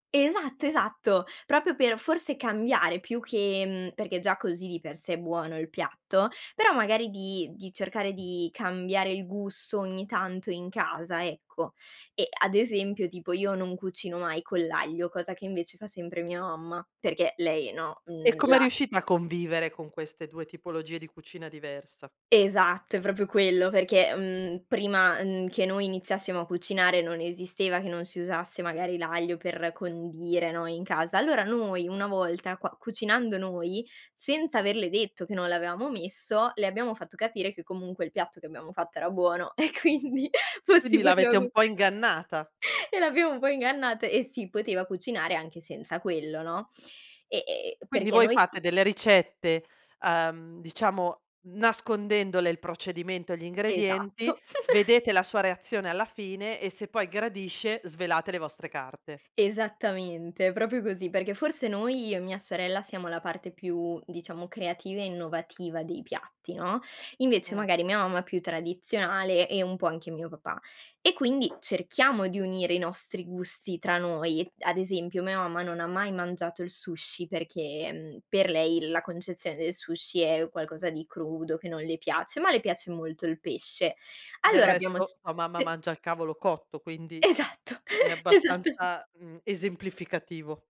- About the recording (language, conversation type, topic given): Italian, podcast, Come fa la tua famiglia a mettere insieme tradizione e novità in cucina?
- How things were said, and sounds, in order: "proprio" said as "propio"; tapping; laughing while speaking: "quindi fossimo"; unintelligible speech; chuckle; chuckle; other background noise; laughing while speaking: "Esatto, esattame"